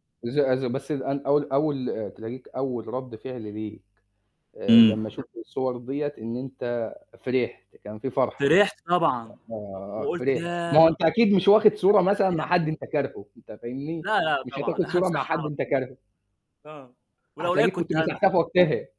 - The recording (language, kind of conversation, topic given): Arabic, unstructured, هل بتحتفظ بحاجات بتفكّرك بماضيك؟
- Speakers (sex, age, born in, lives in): male, 20-24, Egypt, Egypt; male, 25-29, Egypt, Egypt
- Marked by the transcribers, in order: static; other background noise